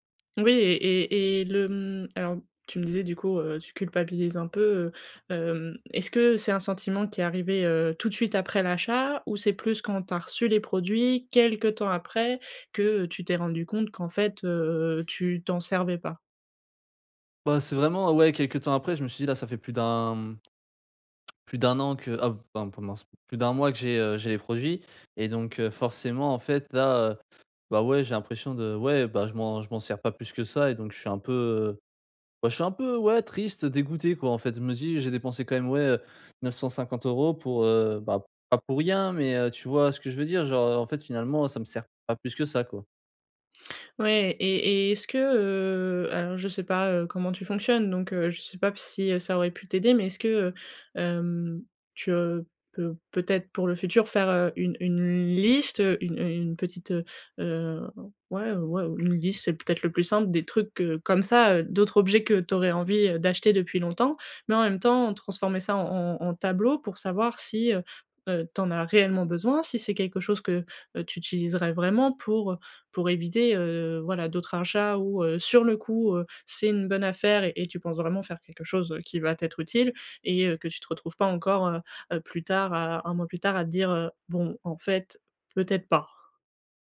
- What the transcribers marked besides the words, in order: tapping; "achats" said as "archats"
- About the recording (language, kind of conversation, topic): French, advice, Comment éviter les achats impulsifs en ligne qui dépassent mon budget ?